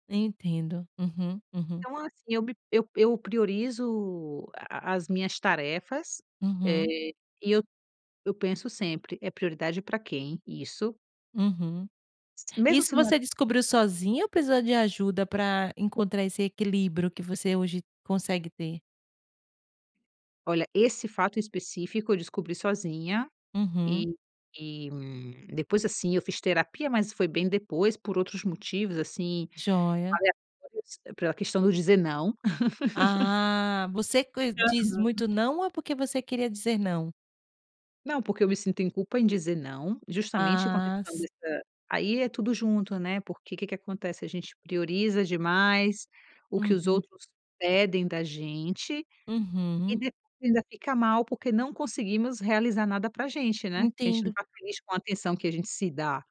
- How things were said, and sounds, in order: other background noise; laugh
- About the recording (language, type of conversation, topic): Portuguese, podcast, Como você prioriza tarefas quando tudo parece urgente?